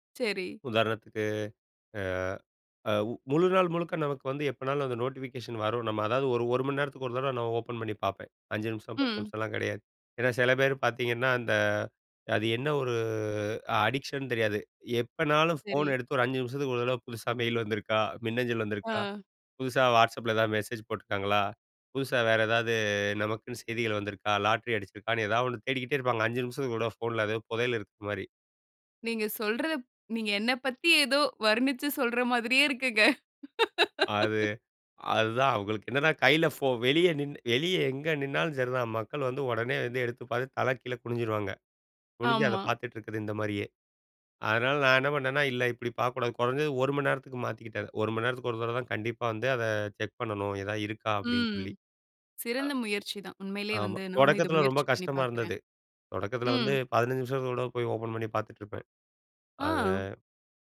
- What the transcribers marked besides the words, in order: in English: "நோட்டிஃபிகேஷன்"; in English: "ஓப்பன்"; drawn out: "ஒரு"; in English: "அடிக்ஷன்"; in English: "ஃபோன"; in English: "மெயில்"; in English: "மெசேஜ்"; in English: "லாட்ரி"; laughing while speaking: "நீங்க சொல்றதப் நீங்க என்ன பத்தி ஏதோ வர்ணிச்சு சொல்ற மாதிரியே இருக்குங்க"; in English: "செக்"
- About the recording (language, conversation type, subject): Tamil, podcast, வாட்ஸ்‑அப் அல்லது மெஸேஞ்சரைப் பயன்படுத்தும் பழக்கத்தை நீங்கள் எப்படி நிர்வகிக்கிறீர்கள்?